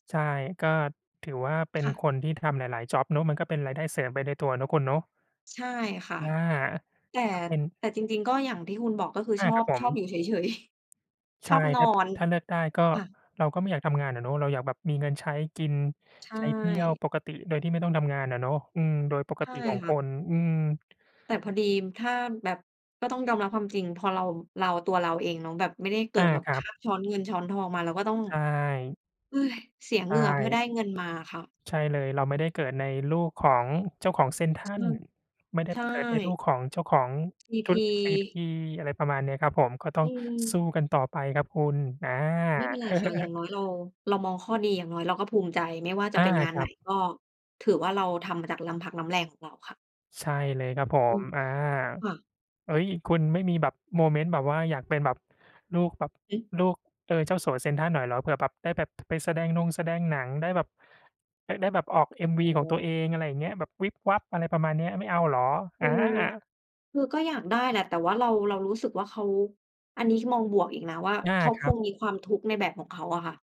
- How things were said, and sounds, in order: chuckle; tapping; other background noise; "พอดีม" said as "พอดี"; sigh; chuckle
- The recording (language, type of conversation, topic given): Thai, unstructured, คุณชอบงานแบบไหนมากที่สุดในชีวิตประจำวัน?